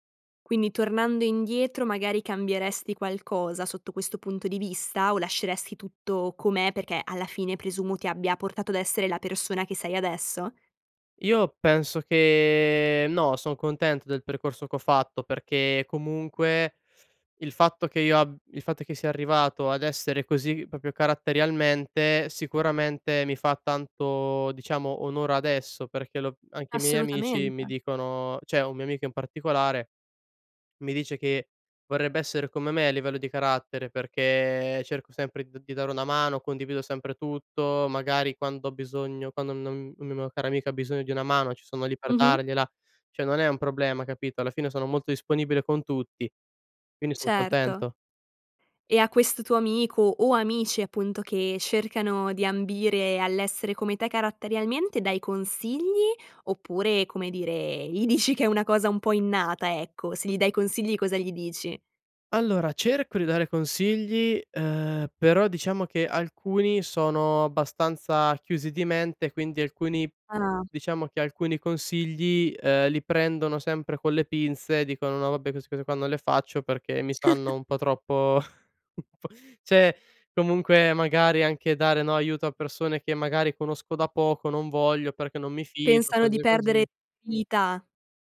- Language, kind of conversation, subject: Italian, podcast, Cosa significa per te essere autentico, concretamente?
- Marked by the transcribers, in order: other background noise; "proprio" said as "propio"; "cioè" said as "ceh"; "Cioè" said as "ceh"; laughing while speaking: "dici"; chuckle; laughing while speaking: "un po'"; "Cioè" said as "ceh"